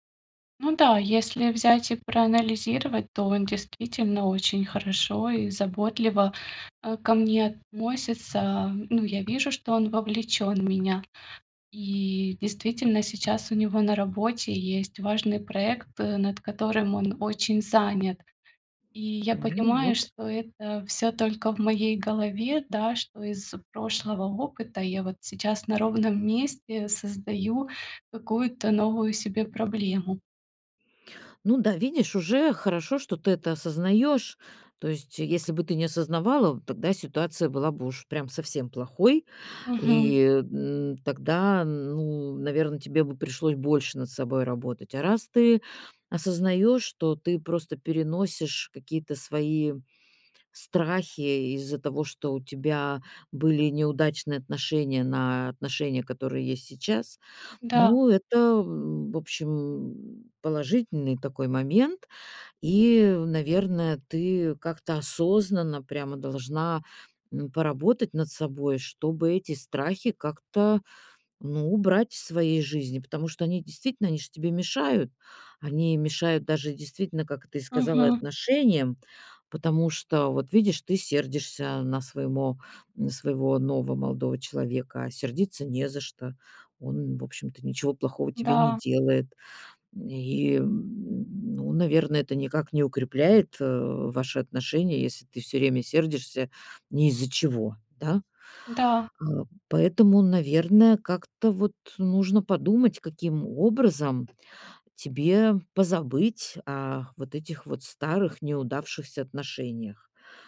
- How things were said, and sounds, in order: tapping; other background noise; grunt
- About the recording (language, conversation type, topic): Russian, advice, Как перестать бояться, что меня отвергнут и осудят другие?